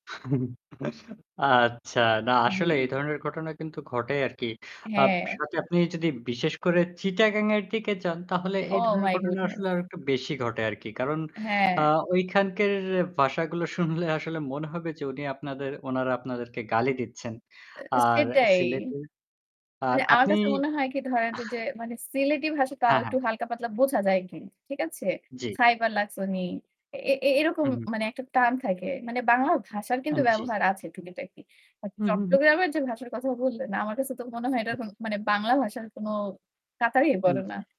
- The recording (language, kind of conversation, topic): Bengali, unstructured, ভ্রমণ থেকে আপনি সবচেয়ে বেশি কী শিখেছেন?
- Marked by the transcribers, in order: static; chuckle; other background noise; scoff